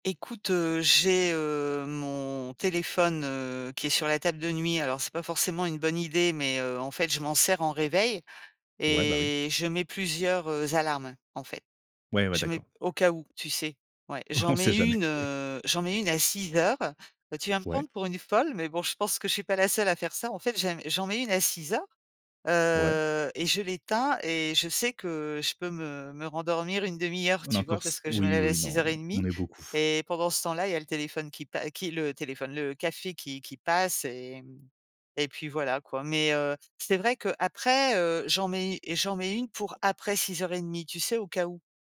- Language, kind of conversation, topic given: French, podcast, Comment t’organises-tu pour te lever plus facilement le matin ?
- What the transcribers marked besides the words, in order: laughing while speaking: "On sait jamais"